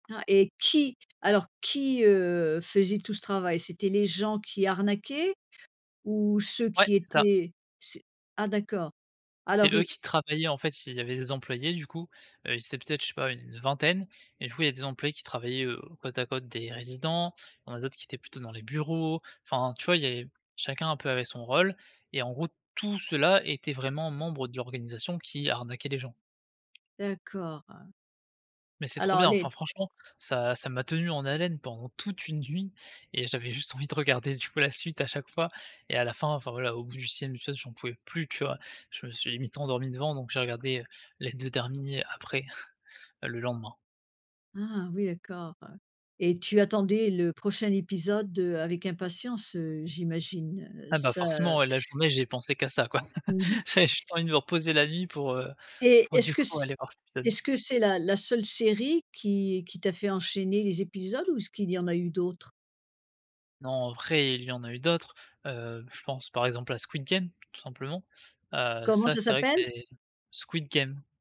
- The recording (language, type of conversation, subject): French, podcast, Quelle série t'a fait enchaîner les épisodes toute la nuit ?
- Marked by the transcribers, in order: stressed: "qui"; tapping; other noise; laughing while speaking: "juste envie de regarder"; chuckle; laughing while speaking: "j'avais juste envie"; other background noise